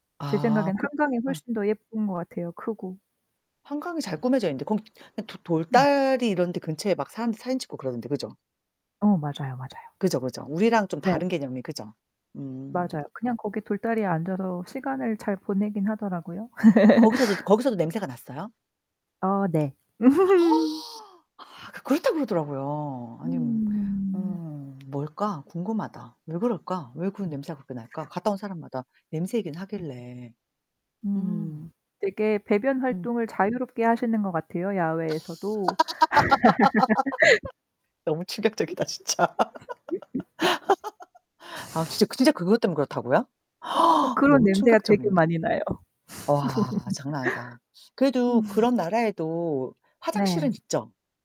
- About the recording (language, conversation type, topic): Korean, unstructured, 가장 실망했던 여행지는 어디였나요?
- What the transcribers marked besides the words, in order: static; distorted speech; laugh; gasp; laugh; other background noise; laugh; laugh; gasp; laugh